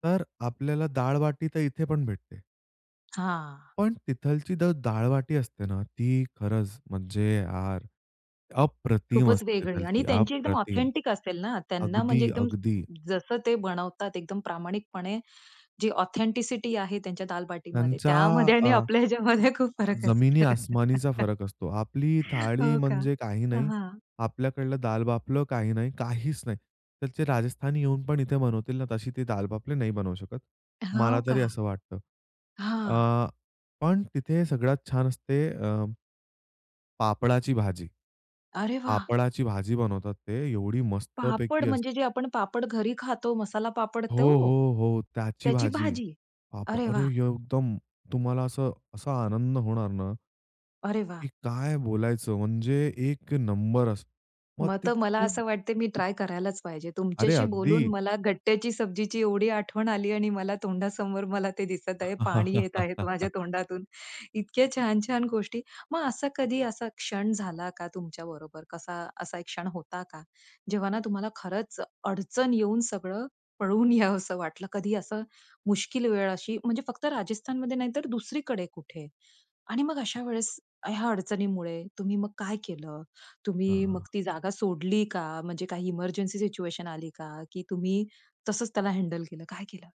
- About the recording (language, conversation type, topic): Marathi, podcast, प्रवासात वेगळी संस्कृती अनुभवताना तुम्हाला कसं वाटलं?
- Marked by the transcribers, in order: tapping; in English: "ऑथेंटिक"; in English: "ऑथेंटिसिटी"; laughing while speaking: "ह्याच्यामध्ये खूप फरक असेल"; other background noise; laugh; in English: "हँडल"